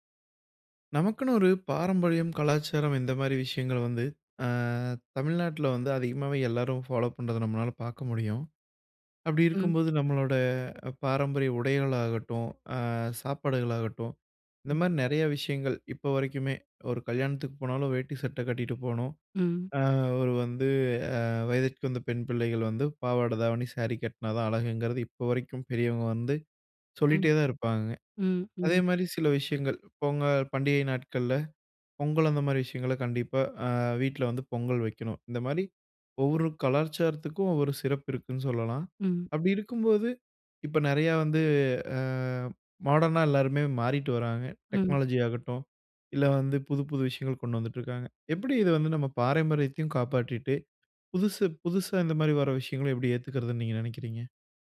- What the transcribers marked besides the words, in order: drawn out: "அ"; in English: "ஃபாலோ"; drawn out: "அ"; in English: "டெக்னாலஜி"
- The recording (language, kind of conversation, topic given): Tamil, podcast, பாரம்பரியத்தை காப்பாற்றி புதியதை ஏற்கும் சமநிலையை எப்படிச் சீராகப் பேணலாம்?